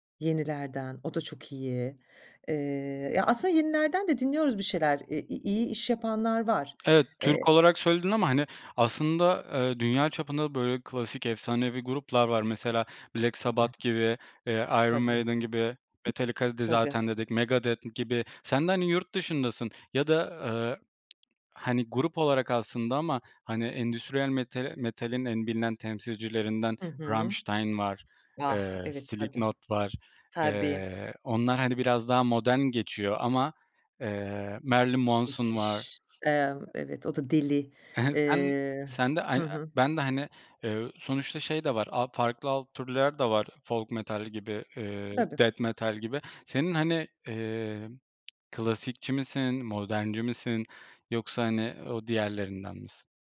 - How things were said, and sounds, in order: other background noise
- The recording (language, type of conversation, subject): Turkish, podcast, Sence müzik zevkleri zaman içinde neden değişir?